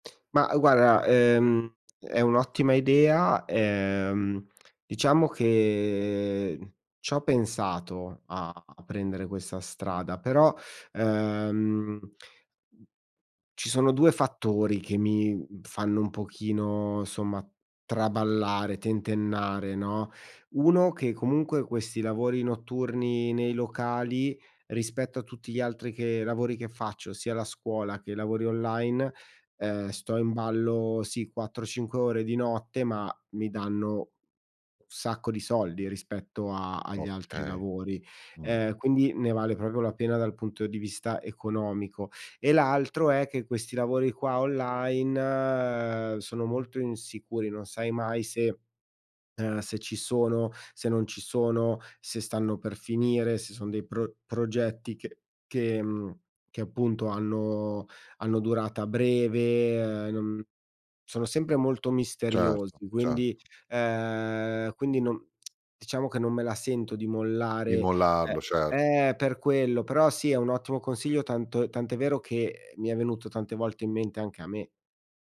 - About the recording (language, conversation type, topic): Italian, advice, Quali valori guidano davvero le mie decisioni, e perché faccio fatica a riconoscerli?
- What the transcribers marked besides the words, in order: tapping; drawn out: "che"; drawn out: "ehm"; drawn out: "online"; lip smack; other noise